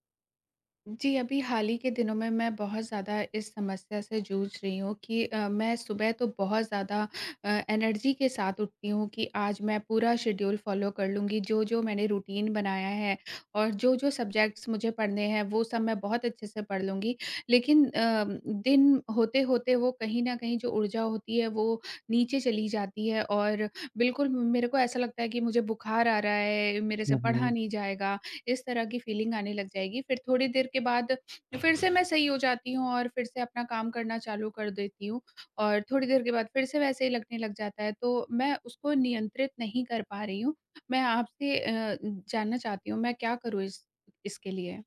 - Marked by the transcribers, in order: other background noise; in English: "एनर्जी"; in English: "शेड्यूल फॉलो"; in English: "रूटीन"; in English: "सुबजेक्ट्स"; tapping; in English: "फीलिंग"
- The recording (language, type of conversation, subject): Hindi, advice, दिनभर मेरी ऊर्जा में उतार-चढ़ाव होता रहता है, मैं इसे कैसे नियंत्रित करूँ?